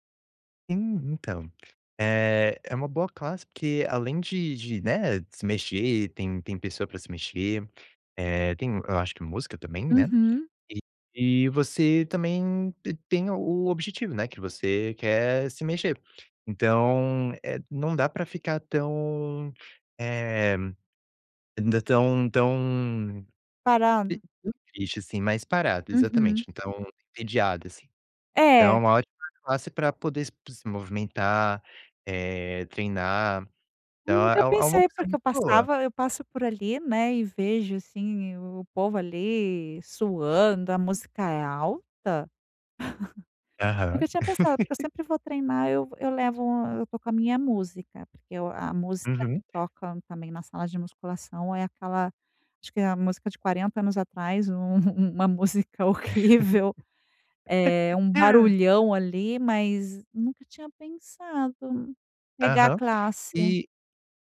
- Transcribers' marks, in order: unintelligible speech; laugh; laugh; tapping; laugh; laughing while speaking: "um uma música horrível"
- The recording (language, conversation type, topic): Portuguese, advice, Como posso variar minha rotina de treino quando estou entediado(a) com ela?